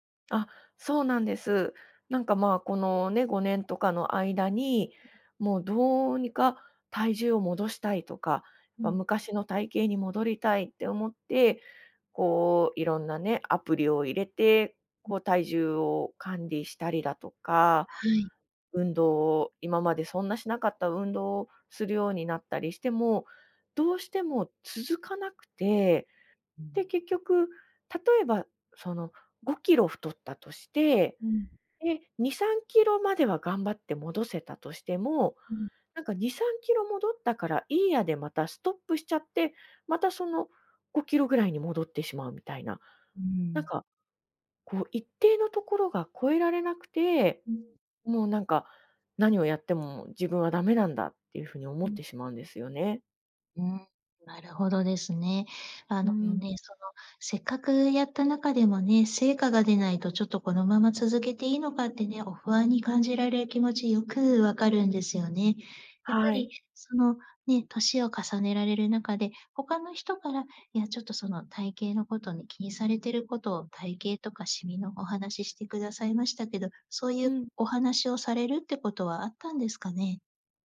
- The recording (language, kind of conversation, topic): Japanese, advice, 体型や見た目について自分を低く評価してしまうのはなぜですか？
- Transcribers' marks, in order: none